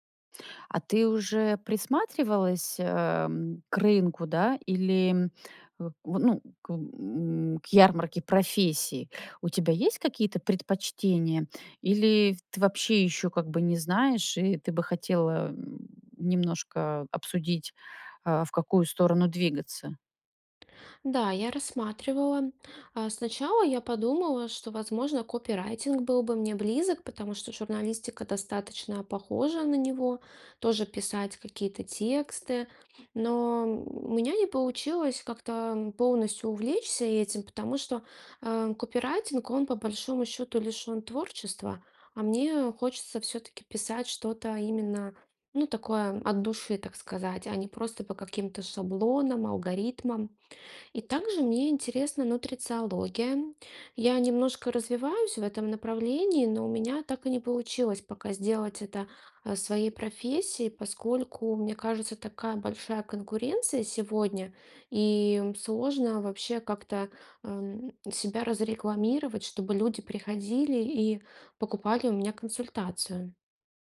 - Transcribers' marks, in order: tapping; other background noise
- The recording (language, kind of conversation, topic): Russian, advice, Как вы планируете сменить карьеру или профессию в зрелом возрасте?